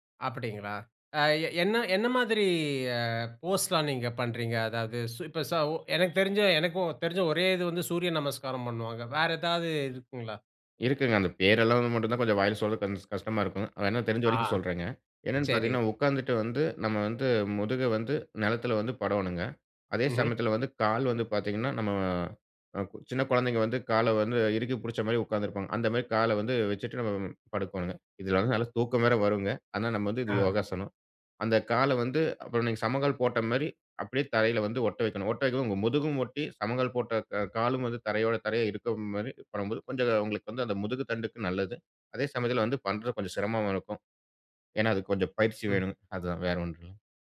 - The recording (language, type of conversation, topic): Tamil, podcast, சிறிய வீடுகளில் இடத்தைச் சிக்கனமாகப் பயன்படுத்தி யோகா செய்ய என்னென்ன எளிய வழிகள் உள்ளன?
- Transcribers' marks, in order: none